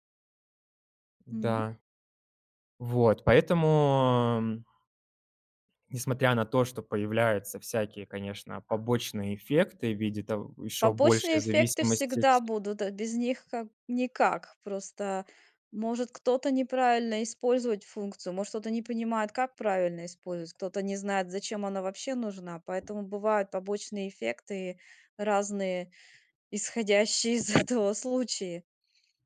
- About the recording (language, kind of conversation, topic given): Russian, podcast, Какие приложения больше всего изменили твою повседневную жизнь?
- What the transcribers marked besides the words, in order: tapping; laughing while speaking: "этого"